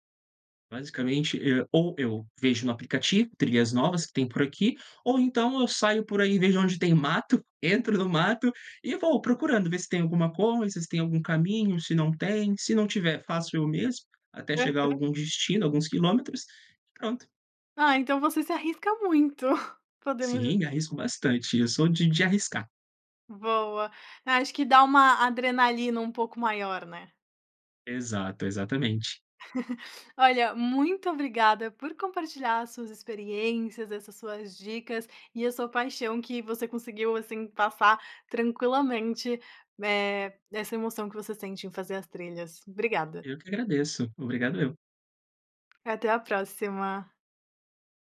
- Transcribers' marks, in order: tapping; laughing while speaking: "muito"; chuckle; other background noise
- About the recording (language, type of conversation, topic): Portuguese, podcast, Já passou por alguma surpresa inesperada durante uma trilha?